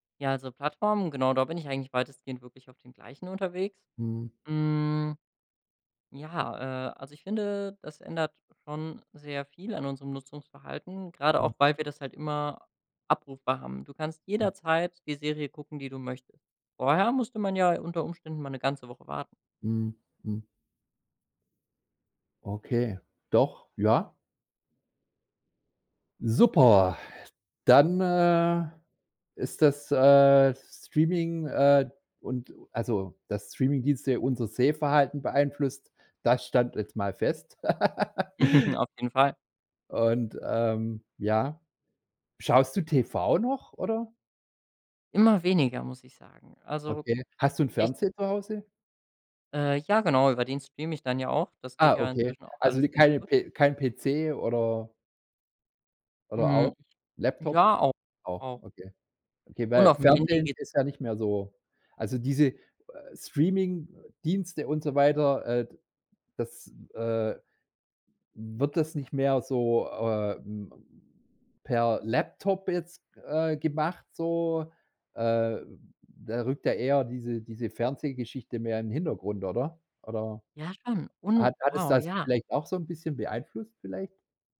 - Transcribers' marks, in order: drawn out: "Hm"; joyful: "Super"; laugh; giggle; anticipating: "Ja, schon. Und, wow, ja"
- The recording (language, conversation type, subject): German, podcast, Wie beeinflussen Streaming-Dienste deiner Meinung nach unser Sehverhalten?